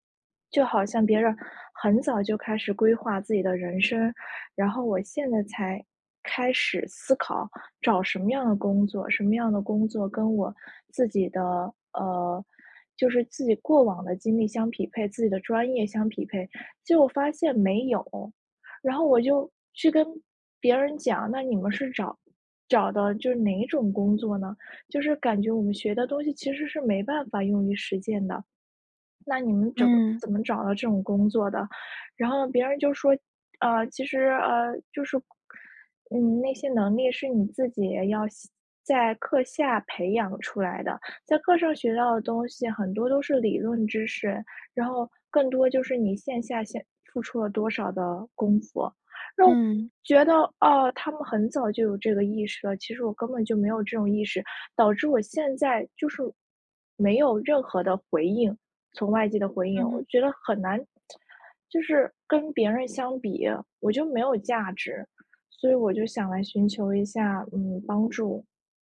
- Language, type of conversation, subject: Chinese, advice, 你会因为和同龄人比较而觉得自己的自我价值感下降吗？
- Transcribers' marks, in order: lip smack